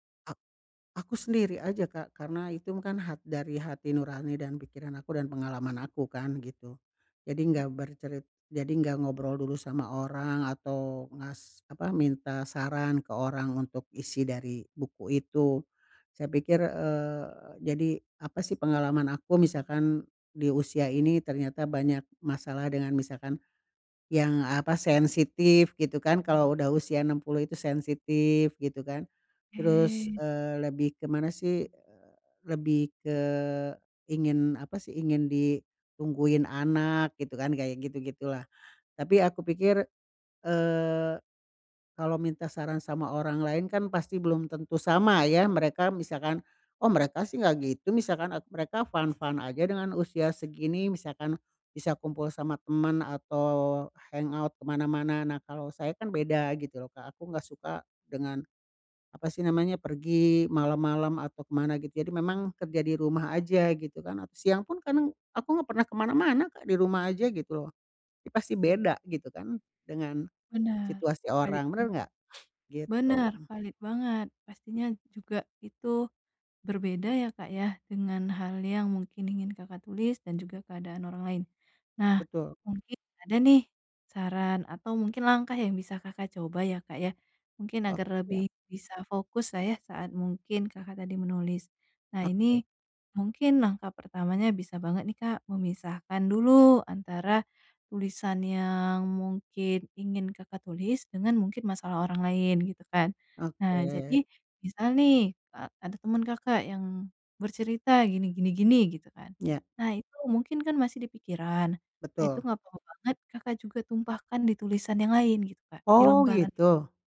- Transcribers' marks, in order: in English: "fine-fine"; other background noise; in English: "hangout"; sniff
- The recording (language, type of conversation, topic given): Indonesian, advice, Mengurangi kekacauan untuk fokus berkarya